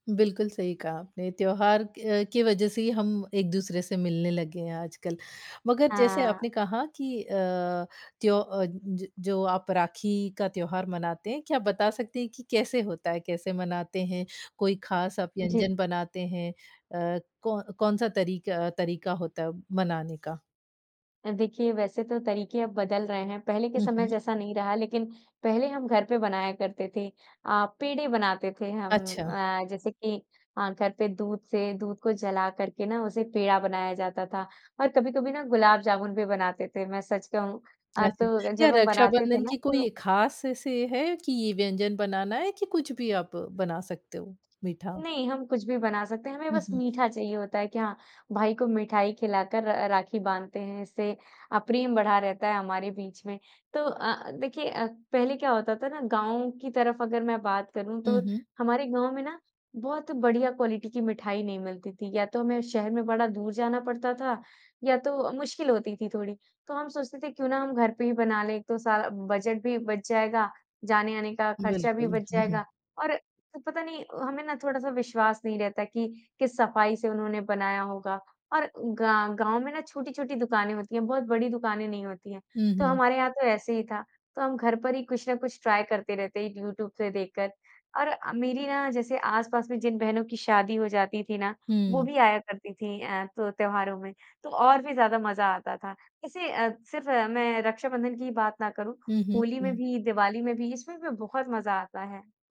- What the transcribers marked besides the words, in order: tapping; other background noise; in English: "क्वालिटी"; chuckle; in English: "ट्राय"
- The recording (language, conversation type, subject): Hindi, podcast, त्योहारों ने लोगों को करीब लाने में कैसे मदद की है?